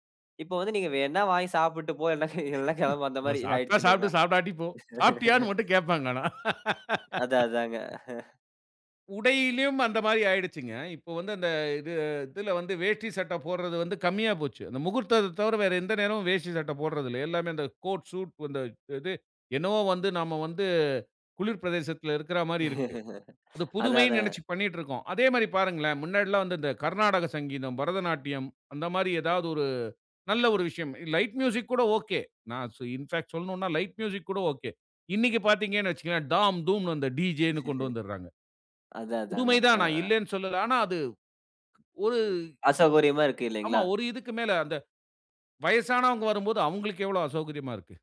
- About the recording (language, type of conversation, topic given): Tamil, podcast, பாரம்பரியம் மற்றும் புதுமை இடையே நீ எவ்வாறு சமநிலையை பெறுவாய்?
- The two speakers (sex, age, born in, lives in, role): male, 20-24, India, India, host; male, 45-49, India, India, guest
- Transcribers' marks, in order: chuckle; unintelligible speech; unintelligible speech; laugh; laugh; in English: "லைட் மியூசிக்"; in English: "இன்ஃபாக்"; laugh